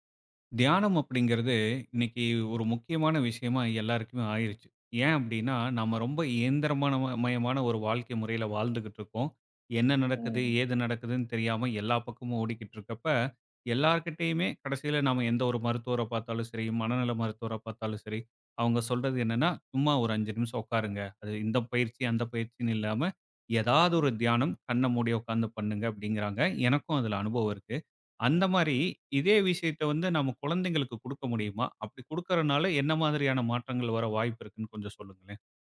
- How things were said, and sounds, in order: other background noise
- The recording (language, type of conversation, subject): Tamil, podcast, சிறு குழந்தைகளுடன் தியானத்தை எப்படி பயிற்சி செய்யலாம்?